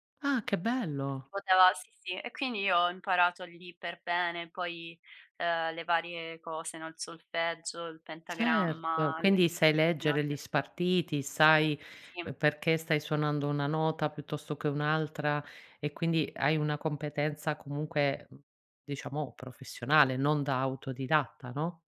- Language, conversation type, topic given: Italian, podcast, In che modo la musica esprime emozioni che non riesci a esprimere a parole?
- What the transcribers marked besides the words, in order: other background noise; unintelligible speech